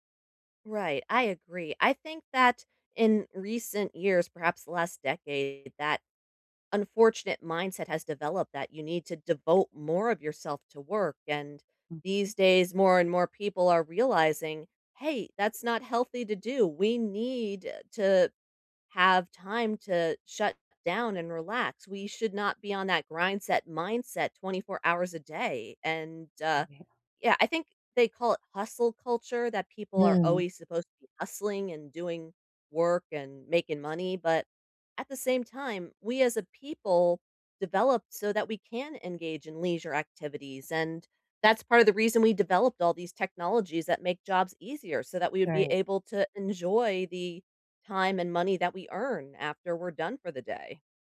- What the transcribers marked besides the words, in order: other background noise
- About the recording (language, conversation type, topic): English, unstructured, What’s the best way to handle stress after work?